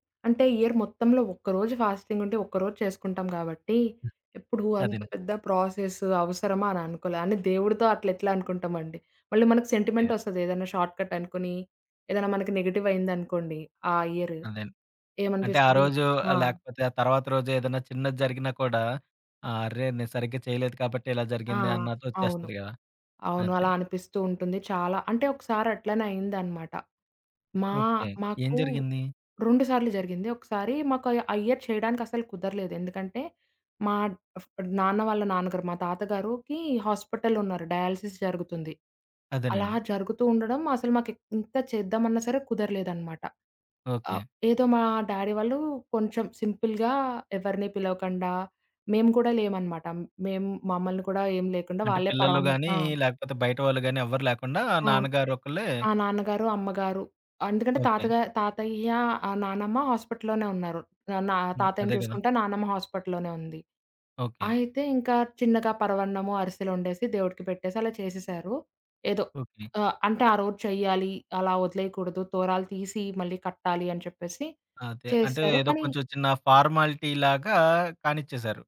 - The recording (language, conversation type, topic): Telugu, podcast, మీ కుటుంబ సంప్రదాయాల్లో మీకు అత్యంత ఇష్టమైన సంప్రదాయం ఏది?
- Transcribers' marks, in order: in English: "ఇయర్"; other background noise; in English: "ప్రాసెస్"; in English: "ఇయర్"; in English: "ఇయర్"; in English: "డయాలసిస్"; in English: "డ్యాడీ"; in English: "సింపుల్‌గా"; in English: "ఫార్మాలిటీలాగా"